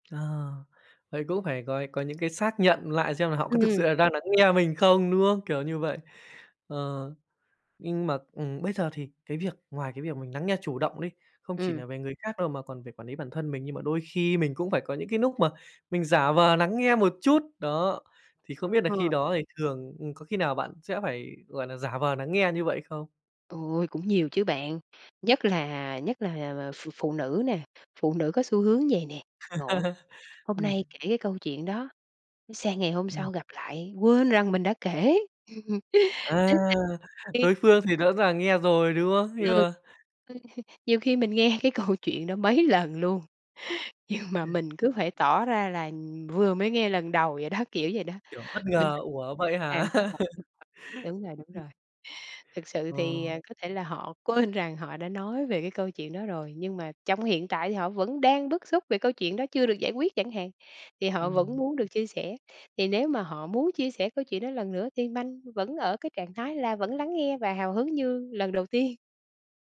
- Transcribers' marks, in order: "lý" said as "ný"; laugh; tapping; laugh; unintelligible speech; laugh; laughing while speaking: "nghe cái câu chuyện đó mấy lần luôn, nhưng"; chuckle; other background noise; unintelligible speech; laugh; laughing while speaking: "quên"
- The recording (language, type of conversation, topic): Vietnamese, podcast, Bạn thường làm gì để thể hiện rằng bạn đang lắng nghe?